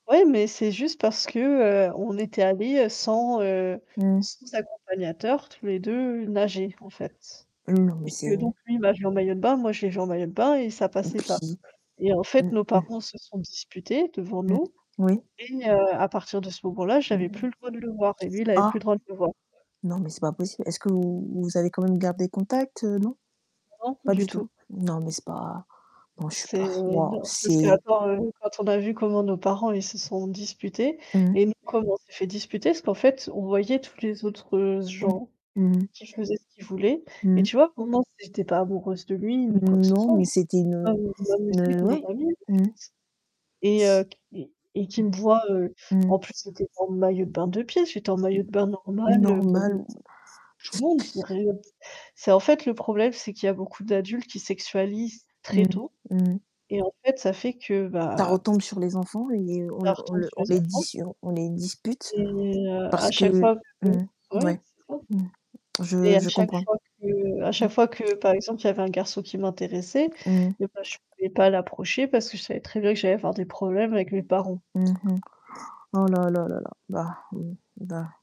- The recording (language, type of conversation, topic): French, unstructured, La gestion des attentes familiales est-elle plus délicate dans une amitié ou dans une relation amoureuse ?
- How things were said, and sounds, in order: distorted speech; static; other background noise; blowing; unintelligible speech; mechanical hum